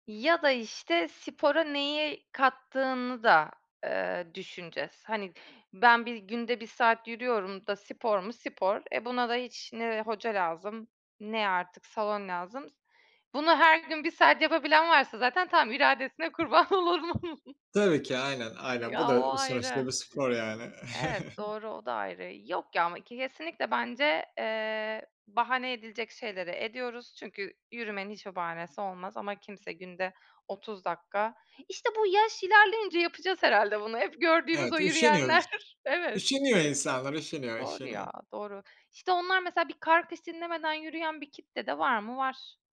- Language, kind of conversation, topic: Turkish, unstructured, Spor salonları pahalı olduğu için spor yapmayanları haksız mı buluyorsunuz?
- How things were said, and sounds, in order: other background noise; laughing while speaking: "kurban olurum"; background speech; chuckle; laughing while speaking: "yürüyenler"